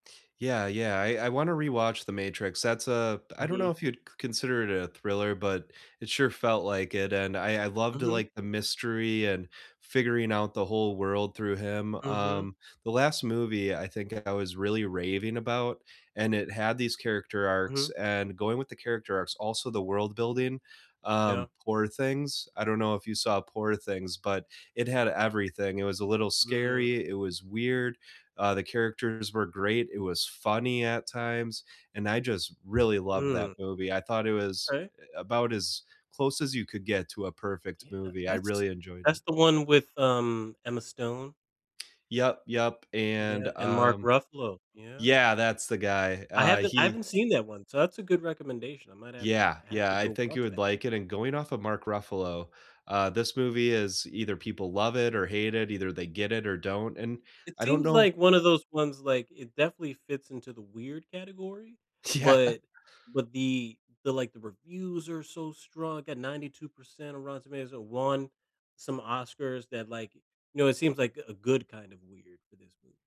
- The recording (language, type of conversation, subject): English, unstructured, What kind of movies do you enjoy watching the most?
- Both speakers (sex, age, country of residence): male, 30-34, United States; male, 35-39, United States
- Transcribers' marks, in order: tapping; laughing while speaking: "Yeah"